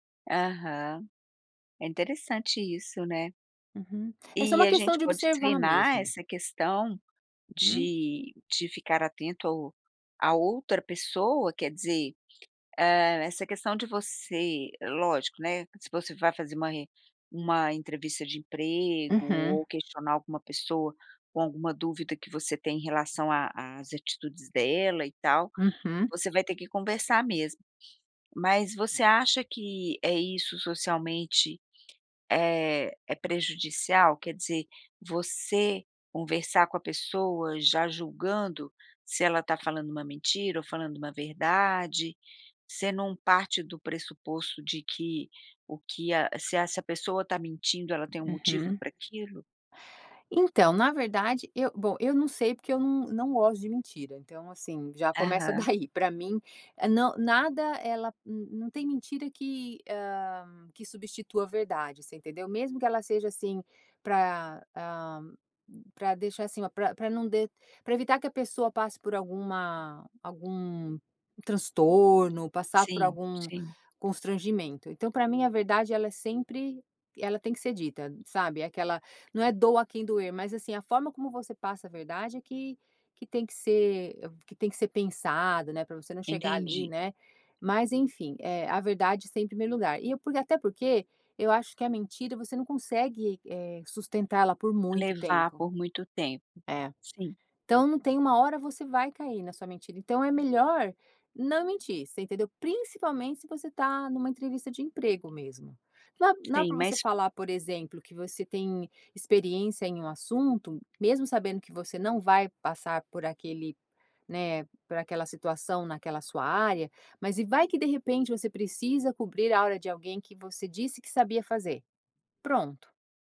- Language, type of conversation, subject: Portuguese, podcast, Como perceber quando palavras e corpo estão em conflito?
- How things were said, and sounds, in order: none